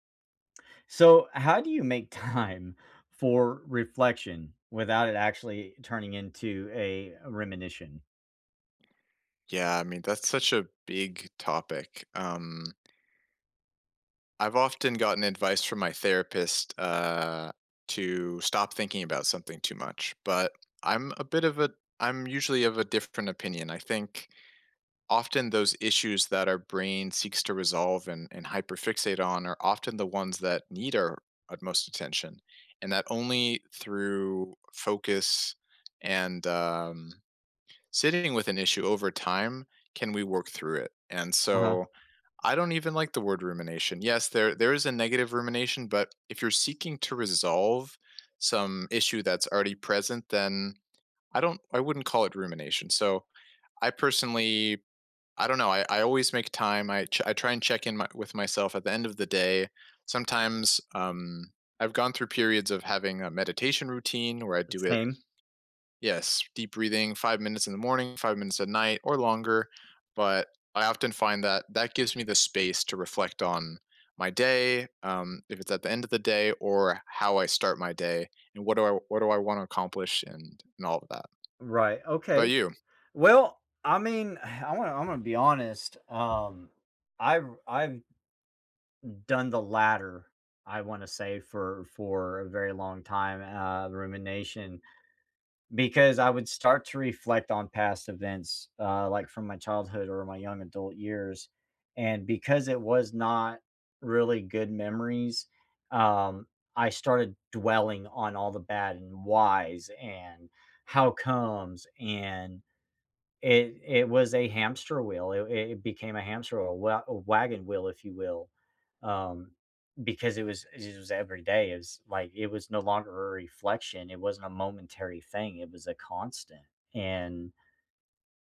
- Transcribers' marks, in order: laughing while speaking: "time"; "rumination" said as "reminision"; tapping; other background noise
- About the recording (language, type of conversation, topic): English, unstructured, How can you make time for reflection without it turning into rumination?